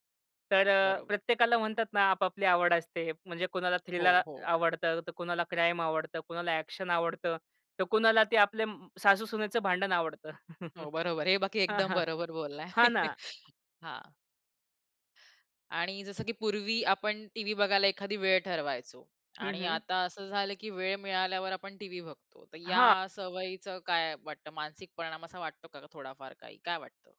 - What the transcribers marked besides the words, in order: other background noise; tapping; in English: "अ‍ॅक्शन"; chuckle
- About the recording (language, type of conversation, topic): Marathi, podcast, स्ट्रीमिंगमुळे टीव्ही पाहण्याचा अनुभव कसा बदलला आहे?